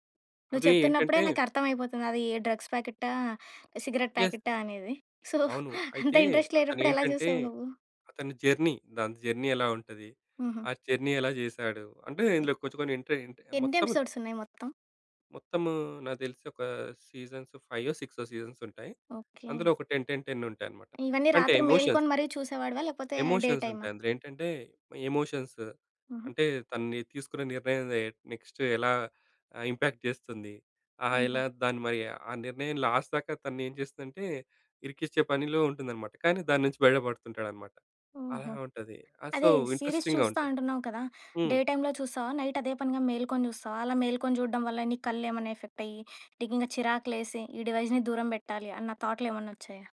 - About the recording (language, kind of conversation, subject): Telugu, podcast, డిజిటల్ డివైడ్‌ను ఎలా తగ్గించాలి?
- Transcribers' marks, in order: in English: "డ్రగ్స్"; in English: "యెస్"; in English: "సో"; in English: "ఇంట్రెస్ట్"; in English: "జర్నీ"; in English: "జర్నీ"; in English: "జర్నీ"; in English: "ఎపిసోడ్స్"; in English: "సీజన్స్"; in English: "సీజన్స్"; in English: "టెన్, టెన్, టెన్"; in English: "ఎమోషన్స్"; in English: "ఎమోషన్స్"; in English: "ఎమోషన్స్"; in English: "నె నెక్స్ట్"; in English: "ఇంపాక్ట్"; in English: "లాస్ట్"; in English: "సీరీస్"; in English: "సో, ఇంట్రెస్టింగ్‌గా"; in English: "డే టైమ్‌లో"; in English: "నైట్"; in English: "డివైస్‌ని"